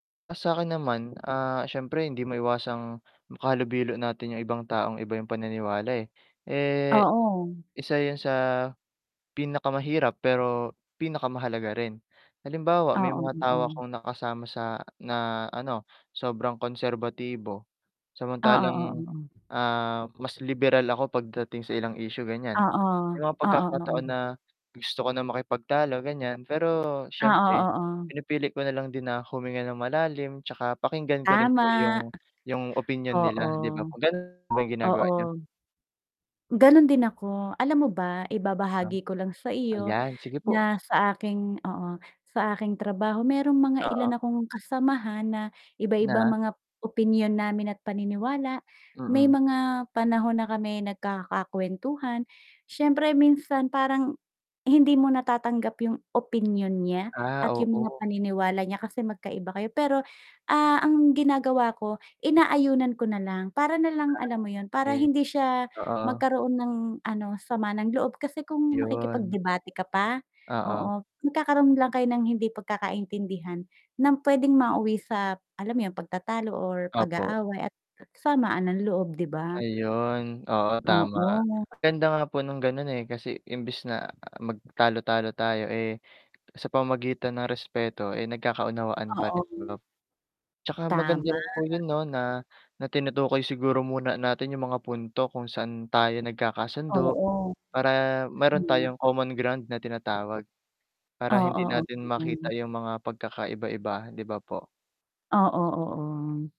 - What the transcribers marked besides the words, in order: other background noise; static; distorted speech; unintelligible speech; tapping
- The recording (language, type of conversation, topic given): Filipino, unstructured, Ano ang papel ng respeto sa pakikitungo mo sa ibang tao?